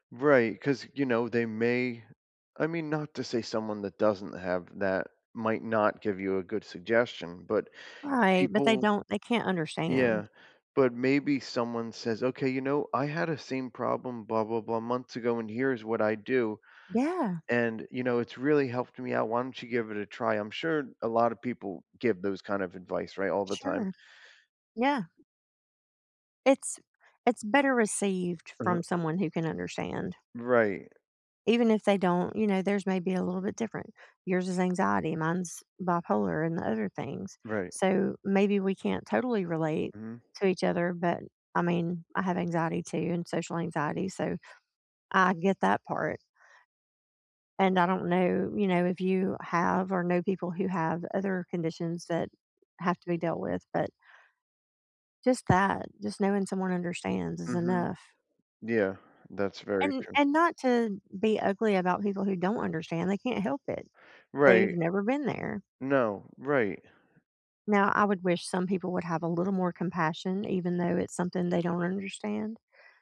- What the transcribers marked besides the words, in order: other background noise; tapping
- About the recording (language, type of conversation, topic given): English, unstructured, How can I respond when people judge me for anxiety or depression?